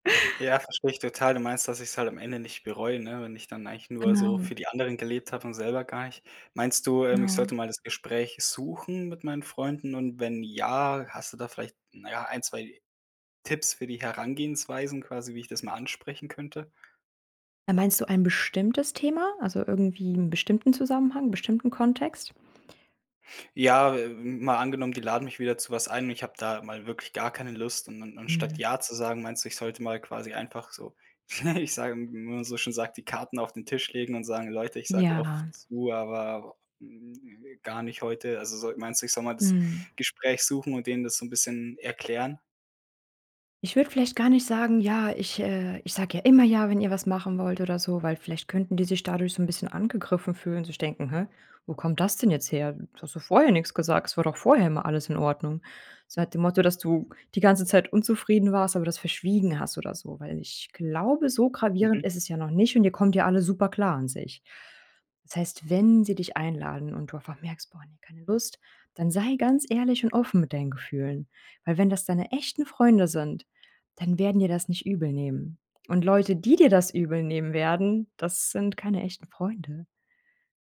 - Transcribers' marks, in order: chuckle; unintelligible speech; other noise
- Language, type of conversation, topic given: German, advice, Warum fällt es mir schwer, bei Bitten von Freunden oder Familie Nein zu sagen?